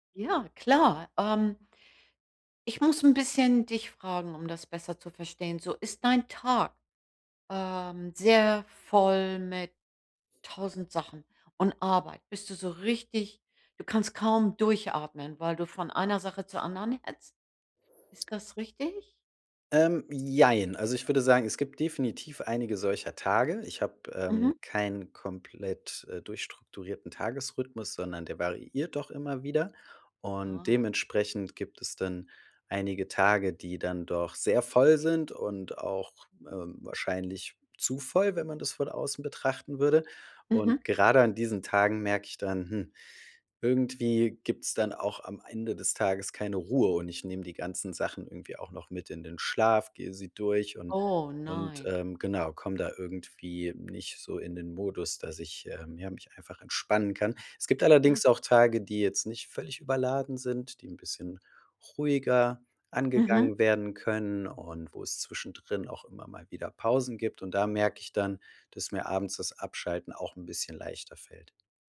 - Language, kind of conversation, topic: German, advice, Wie kann ich nach einem langen Tag zuhause abschalten und mich entspannen?
- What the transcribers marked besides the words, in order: none